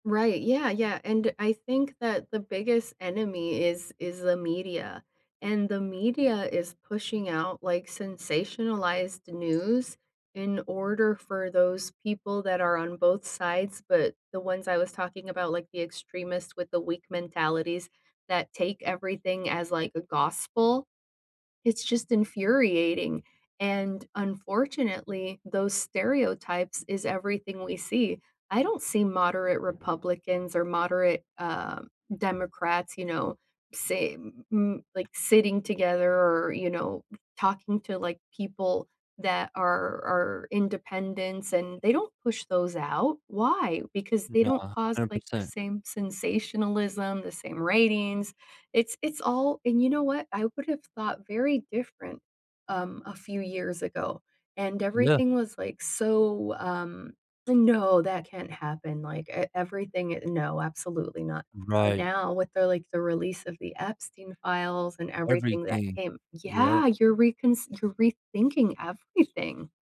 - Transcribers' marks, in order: tapping
- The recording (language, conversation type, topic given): English, unstructured, How can your small actions in your community create ripples that reach the wider world?